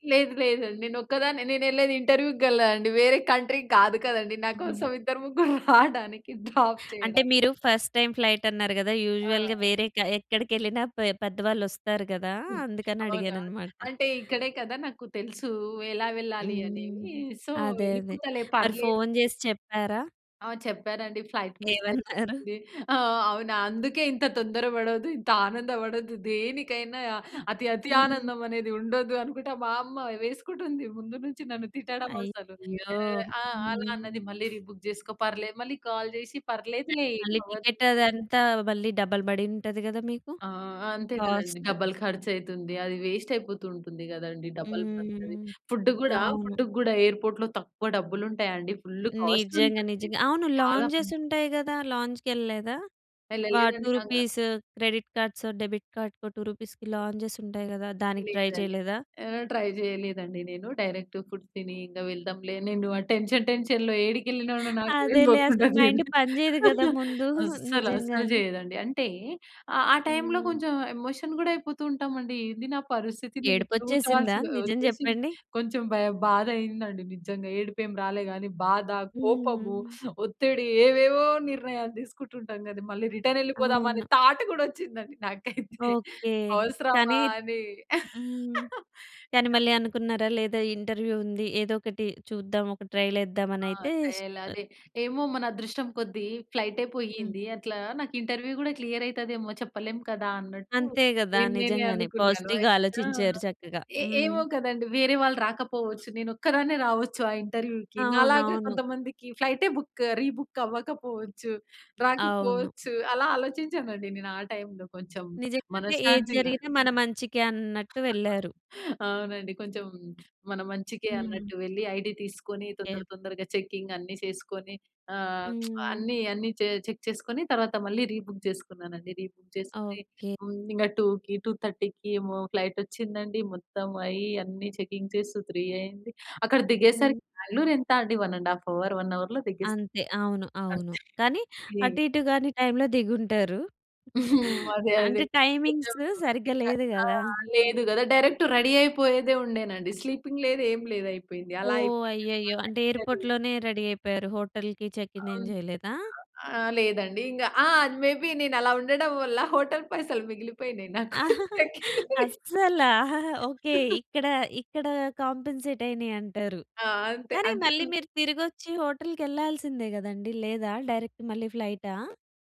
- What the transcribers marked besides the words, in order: in English: "ఇంటర్వ్యూ‌కి"; in English: "కంట్రీ"; laughing while speaking: "నాకోసం ఇద్దరు ముగ్గురు రావడానికి డ్రాప్ చేయడం"; in English: "నాకోసం ఇద్దరు ముగ్గురు రావడానికి డ్రాప్ చేయడం"; in English: "ఫస్ట్ టైమ్ ఫ్లైట్"; in English: "యూజువల్‌గా"; in English: "సో"; in English: "ఫ్లైట్ మిస్"; chuckle; other noise; other background noise; in English: "రీబుక్"; in English: "కాల్"; in English: "టికెట్"; in English: "డబుల్"; in English: "కాస్ట్"; in English: "డబుల్"; in English: "వేస్ట్"; in English: "డబుల్"; in English: "ఫుడ్‌కు"; in English: "ఎయిర్‌పోర్ట్‌లో"; in English: "కాస్ట్"; in English: "లాంజెస్"; in English: "లాంజ్‌కీ"; in English: "టు రూపీస్ క్రెడిట్ కార్డ్స్, డెబిట్ కార్డ్స్‌కో టు రూపీస్‌కి లాంజెస్"; in English: "ట్రై"; in English: "ట్రై"; in English: "డైరెక్ట్ ఫుడ్"; in English: "టెన్షన్, టెన్షన్‌లో"; laughing while speaking: "అదేలే. అసలు మైండ్ పని చేయదు గదా! ముందు. నిజంగానే"; in English: "మైండ్"; chuckle; in English: "ఎమోషన్"; laughing while speaking: "మళ్ళి రిటర్న్ ఎళ్ళిపోదామ అనే థాట్ గూడా ఒచ్చింది అండి నాకైతే. అవసరమా అని"; in English: "రిటర్న్"; in English: "థాట్"; in English: "ఇంటర్వ్యూ"; in English: "ట్రైల్"; in English: "ఇంటర్వ్యూ"; in English: "క్లియర్"; in English: "పాజిటివ్‌గా"; in English: "ఇంటర్వ్యూకి"; in English: "బుక్ రీబుక్"; chuckle; in English: "ఐడీ"; in English: "చెకింగ్"; tsk; in English: "చెక్"; in English: "రీబుక్"; in English: "రీబుక్"; in English: "టూకి టూ థర్టీకి"; in English: "ఫ్లైట్"; in English: "చెకింగ్"; in English: "త్రీ"; in English: "వన్ అండ్ హాఫ్ అవర్, వన్ అవర్‌లో"; chuckle; in English: "టైమింగ్స్"; in English: "డైరెక్ట్ రెడీ"; chuckle; in English: "స్లీపింగ్"; in English: "ఇంటర్వ్యూ"; in English: "ఎయిర్‌పోర్ట్‌లోనే రెడీ"; in English: "హోటల్‌కి చెక్ ఇన్"; in English: "మే బీ"; in English: "హోటల్"; laughing while speaking: "అస్సల. ఓకే"; laughing while speaking: "చెక్ ఇన్"; in English: "చెక్ ఇన్"; in English: "కాంపెన్సేట్"; chuckle; in English: "హోటల్‌కీ"; in English: "డైరెక్ట్"
- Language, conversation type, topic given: Telugu, podcast, ఫ్లైట్ మిస్ అయినప్పుడు ఏం జరిగింది?